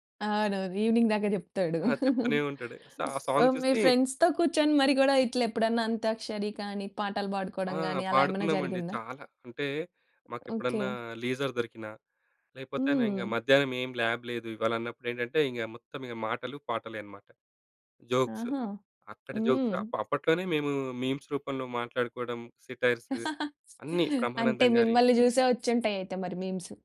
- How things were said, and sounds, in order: in English: "ఈవెనింగ్"; chuckle; in English: "ఫ్రెండ్స్‌తో"; in English: "సాంగ్"; other background noise; in English: "లీజర్"; in English: "ల్యాబ్"; tapping; in English: "జోక్స్"; in English: "జోక్స్"; in English: "మీమ్స్"; in English: "సేటైర్స్"; laugh; in English: "మీమ్స్"
- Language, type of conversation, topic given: Telugu, podcast, స్నేహితులతో కలిసి గడిపిన సమయాన్ని గుర్తు చేసుకున్నప్పుడు మీకు ఏ పాట గుర్తుకొస్తుంది?